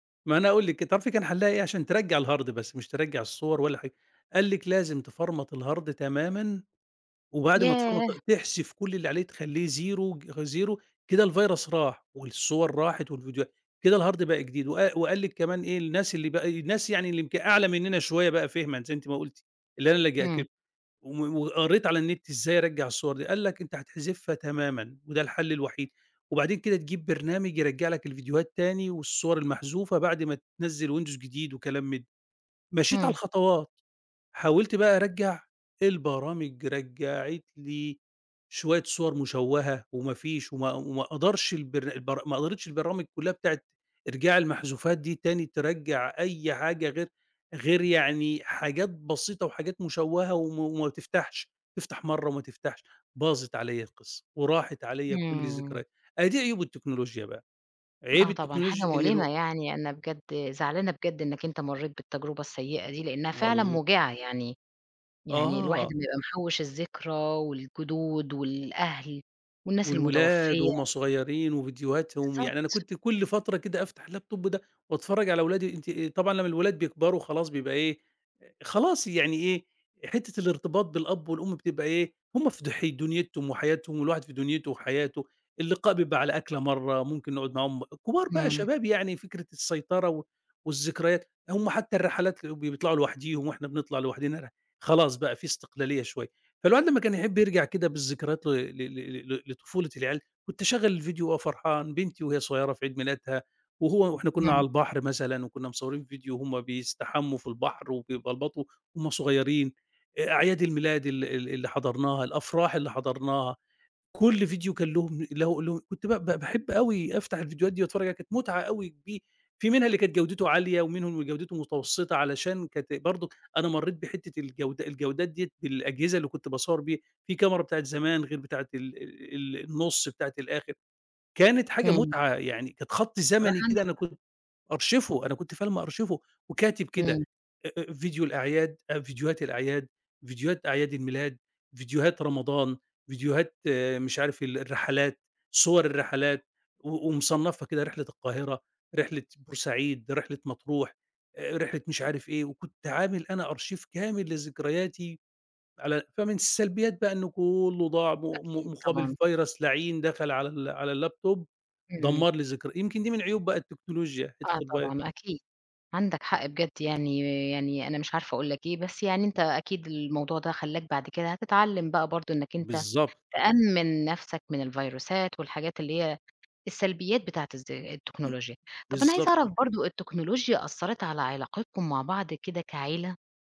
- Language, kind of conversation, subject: Arabic, podcast, إزاي شايف تأثير التكنولوجيا على ذكرياتنا وعلاقاتنا العائلية؟
- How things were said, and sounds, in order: in English: "الهارد"; in English: "تفرمت الهارد"; in English: "تفرمت"; in English: "زيرو زيرو"; in English: "الفيرس"; in English: "الهارد"; in English: "اللاب توب"; in English: "أرشيف"; tapping; in English: "فيرس"; in English: "اللاب توب"; in English: "الفيرس"